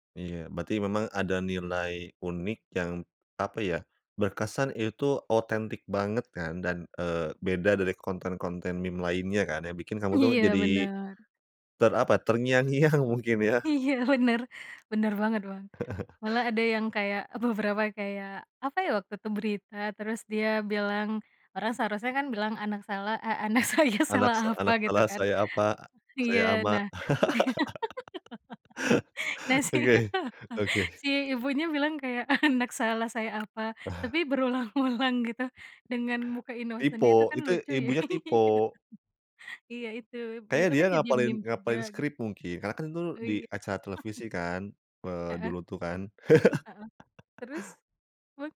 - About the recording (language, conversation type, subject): Indonesian, podcast, Apa yang membuat meme atau tren viral bertahan lama?
- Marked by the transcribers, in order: laughing while speaking: "Iya"; laughing while speaking: "terngiang-ngiang mungkin ya"; laughing while speaking: "Iya, bener"; other background noise; chuckle; laughing while speaking: "beberapa"; laughing while speaking: "saya salah apa?"; laugh; laughing while speaking: "si"; laugh; laughing while speaking: "Anak"; tapping; chuckle; laughing while speaking: "berulang-ulang"; in English: "innocent-nya"; laughing while speaking: "Iya"; chuckle; chuckle; laugh